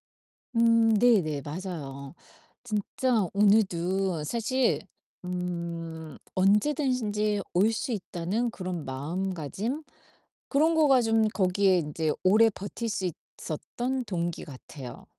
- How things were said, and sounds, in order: distorted speech
- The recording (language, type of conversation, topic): Korean, advice, 파티나 모임에서 사람 많은 분위기가 부담될 때 어떻게 하면 편안하게 즐길 수 있을까요?